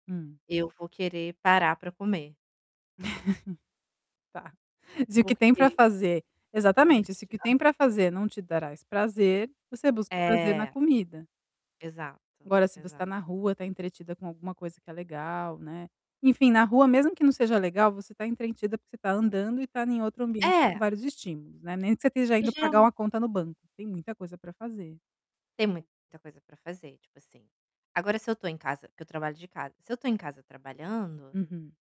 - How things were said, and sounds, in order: chuckle; distorted speech; static; "entretida" said as "entrentida"; unintelligible speech
- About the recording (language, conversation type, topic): Portuguese, advice, Como posso diferenciar a fome emocional da fome física?